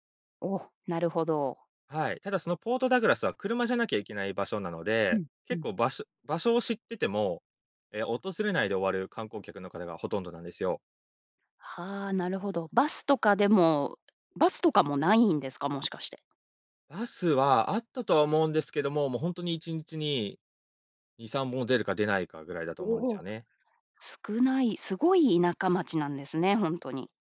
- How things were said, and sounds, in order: none
- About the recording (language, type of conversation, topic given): Japanese, podcast, 自然の中で最も感動した体験は何ですか？